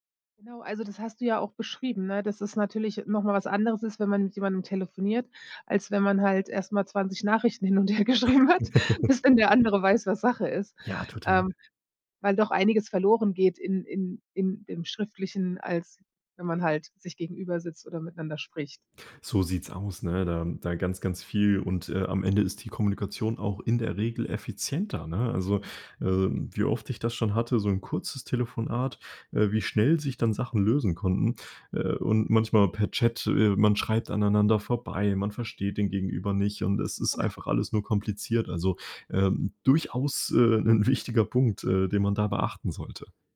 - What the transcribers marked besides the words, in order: laugh; laughing while speaking: "hin und hergeschrieben hat"; other background noise; laughing while speaking: "'nen"
- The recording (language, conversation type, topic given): German, podcast, Wie gehst du mit deiner täglichen Bildschirmzeit um?